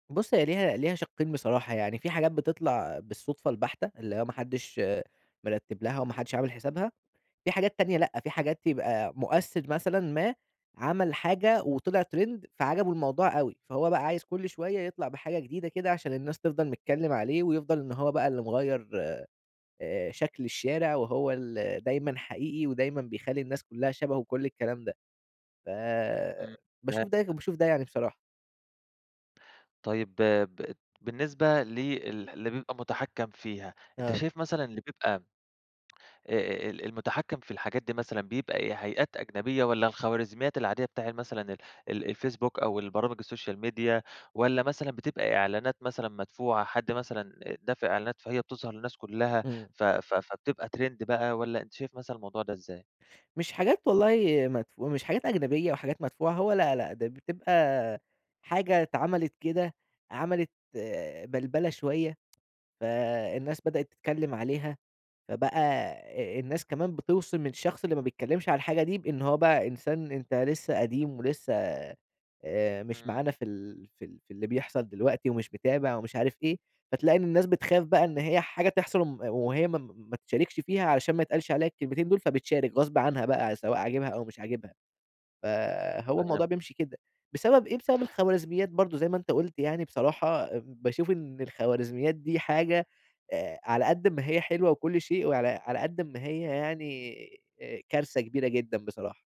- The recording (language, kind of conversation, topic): Arabic, podcast, ازاي السوشيال ميديا بتأثر على أذواقنا؟
- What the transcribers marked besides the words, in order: in English: "ترند"; in English: "السوشيال ميديا"; in English: "تريند"; tapping